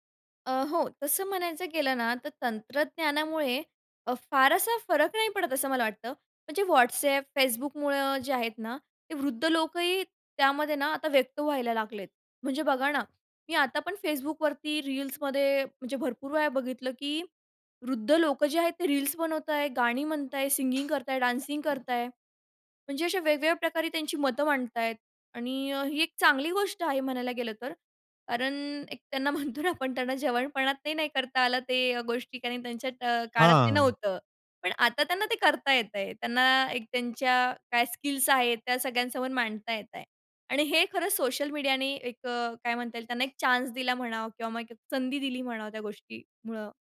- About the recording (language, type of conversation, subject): Marathi, podcast, वृद्ध आणि तरुण यांचा समाजातील संवाद तुमच्या ठिकाणी कसा असतो?
- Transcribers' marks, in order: other background noise; tapping; in English: "सिंगिंग"; in English: "डान्सिंग"; laughing while speaking: "म्हणतो ना आपण"